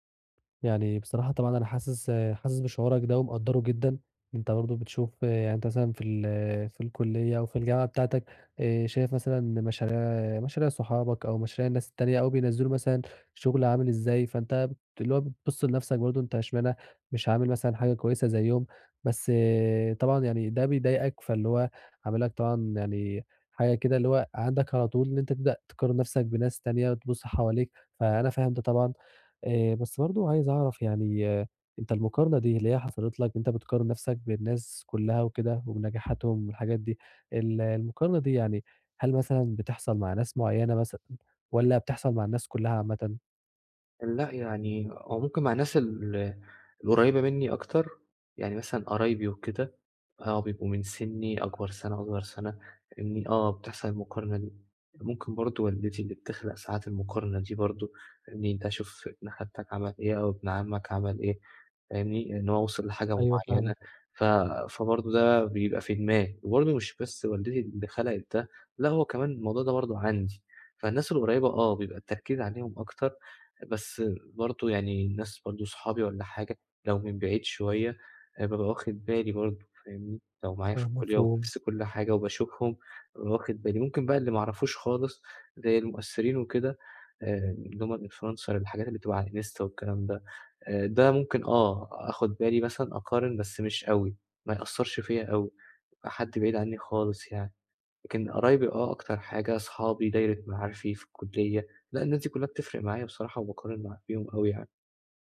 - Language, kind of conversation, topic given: Arabic, advice, ازاي أبطل أقارن نفسي بالناس وأرضى باللي عندي؟
- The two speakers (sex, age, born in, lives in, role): male, 20-24, Egypt, Egypt, advisor; male, 20-24, Egypt, Egypt, user
- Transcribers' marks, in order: other background noise; in English: "influencer"